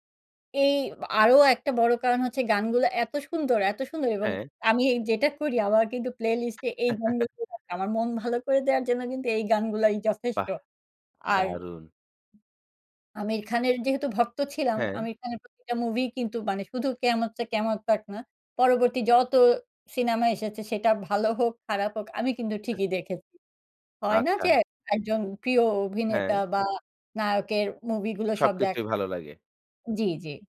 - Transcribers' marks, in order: scoff; in English: "প্লেলিস্ট"; chuckle; unintelligible speech; in Hindi: "কেয়ামত সে কেয়ামত তাক"
- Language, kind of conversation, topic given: Bengali, podcast, বল তো, কোন সিনেমা তোমাকে সবচেয়ে গভীরভাবে ছুঁয়েছে?